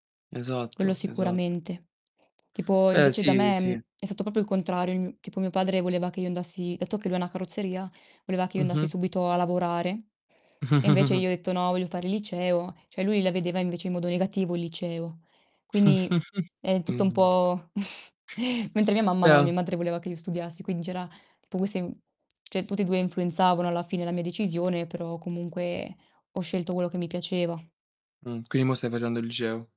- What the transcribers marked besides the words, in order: distorted speech; "proprio" said as "popo"; chuckle; "Cioè" said as "ceh"; chuckle; tapping; "cioè" said as "ceh"; bird
- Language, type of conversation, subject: Italian, unstructured, In che modo la tua famiglia influenza le tue scelte?